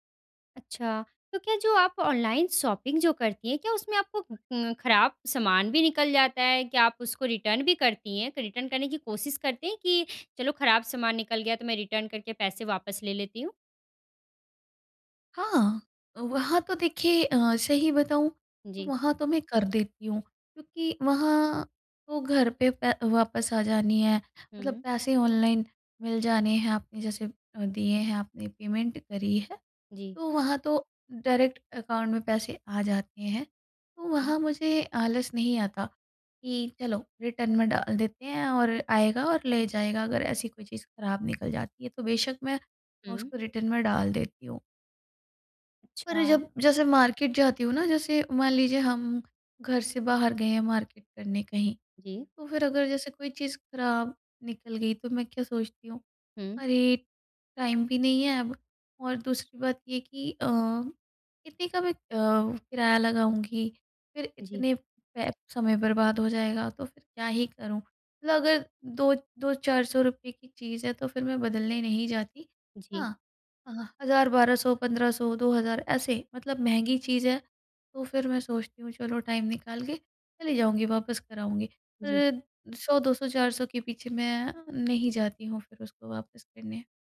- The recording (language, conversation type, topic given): Hindi, advice, खरीदारी के बाद पछतावे से बचने और सही फैशन विकल्प चुनने की रणनीति
- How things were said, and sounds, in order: in English: "शॉपिंग"; in English: "रिटर्न"; in English: "रिटर्न"; in English: "रिटर्न"; in English: "पेमेंट"; in English: "डायरेक्ट अकाउंट"; in English: "रिटर्न"; in English: "रिटर्न"; in English: "मार्केट"; in English: "मार्केट"; in English: "टाइम"; in English: "टाइम"